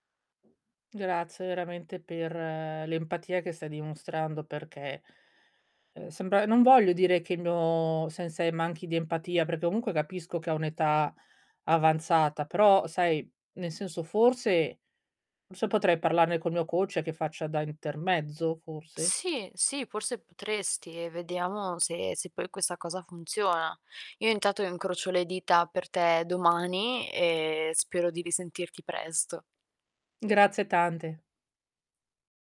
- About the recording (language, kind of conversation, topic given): Italian, advice, Come posso superare la mancanza di fiducia nelle mie capacità per raggiungere un nuovo obiettivo?
- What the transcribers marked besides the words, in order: tapping; in English: "coach"; distorted speech; "intanto" said as "intato"